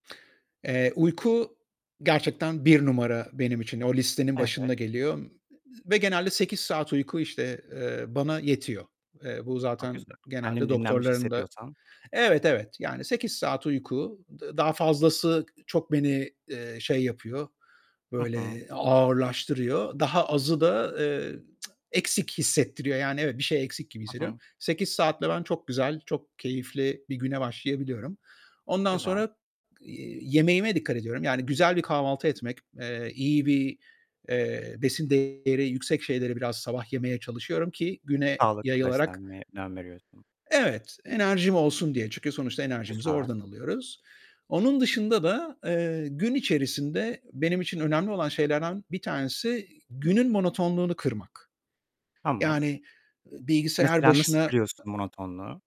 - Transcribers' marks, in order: distorted speech; tsk; other background noise
- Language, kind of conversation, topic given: Turkish, podcast, İş ve özel yaşam dengeni nasıl kuruyorsun?